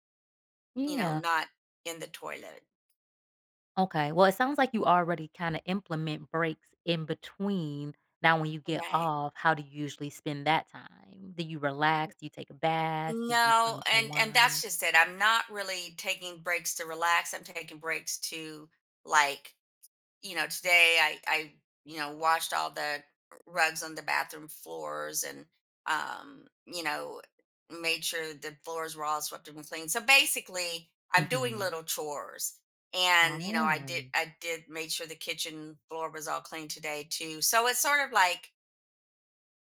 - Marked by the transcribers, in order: tapping; other background noise; drawn out: "Oh"
- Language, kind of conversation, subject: English, advice, How can I stay productive without burning out?
- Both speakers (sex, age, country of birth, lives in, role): female, 35-39, United States, United States, advisor; female, 60-64, France, United States, user